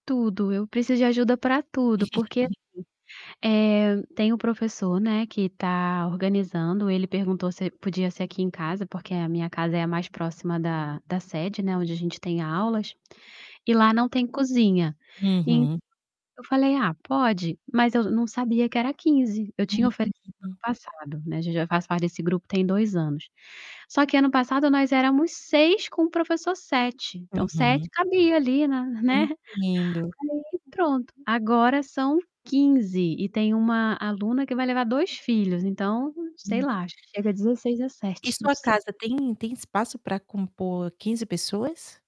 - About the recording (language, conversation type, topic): Portuguese, advice, Como você descreveria sua ansiedade social em festas ou encontros com pessoas desconhecidas?
- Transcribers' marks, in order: chuckle; distorted speech; other background noise; tapping; laugh; laughing while speaking: "dezessete, não sei"